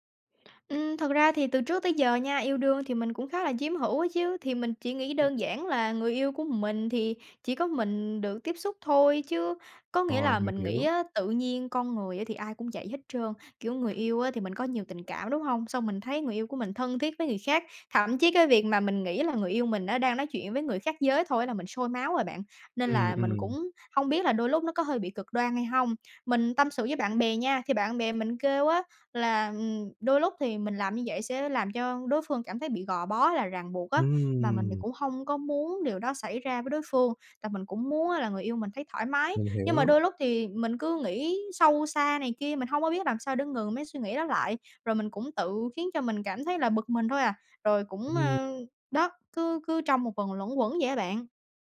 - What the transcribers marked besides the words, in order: tapping
- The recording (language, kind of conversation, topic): Vietnamese, advice, Làm sao đối diện với cảm giác nghi ngờ hoặc ghen tuông khi chưa có bằng chứng rõ ràng?